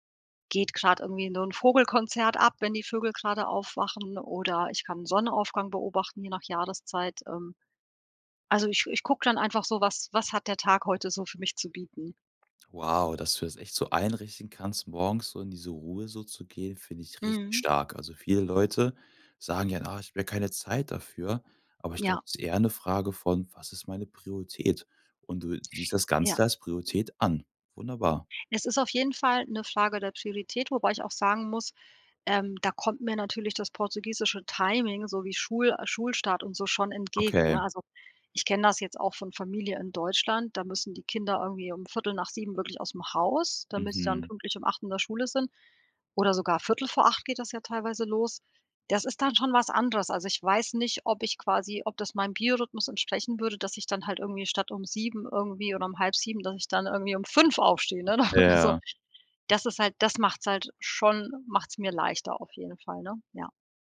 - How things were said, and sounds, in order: tapping; stressed: "fünf"; laughing while speaking: "oder oder so?"
- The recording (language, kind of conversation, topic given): German, podcast, Wie sieht deine Morgenroutine eigentlich aus, mal ehrlich?